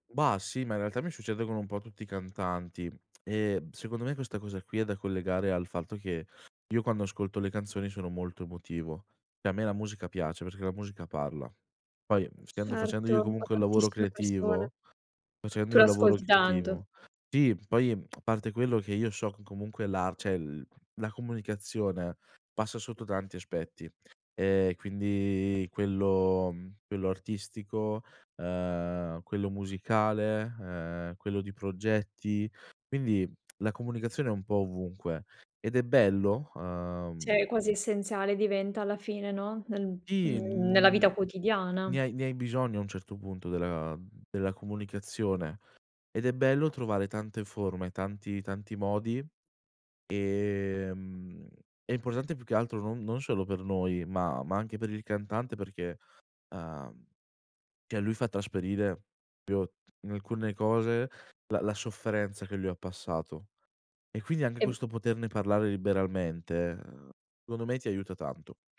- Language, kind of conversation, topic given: Italian, podcast, Qual è la canzone che più ti rappresenta?
- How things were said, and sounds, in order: tapping; "cioè" said as "ceh"; "Cioè" said as "ceh"; "cioè" said as "ceh"; "trasparire" said as "trasperire"; "proprio" said as "prio"